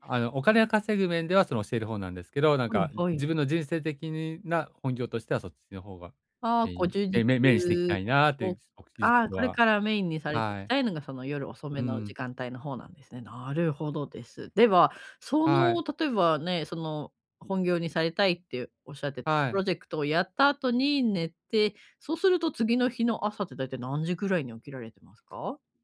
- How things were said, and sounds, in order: other noise
- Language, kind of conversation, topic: Japanese, advice, 朝に短時間で元気を出す方法